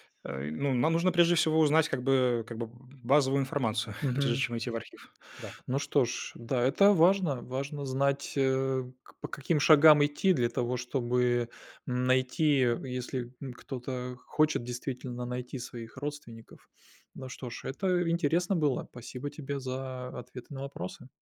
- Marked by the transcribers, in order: other background noise
- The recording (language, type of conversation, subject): Russian, podcast, Почему это хобби стало вашим любимым?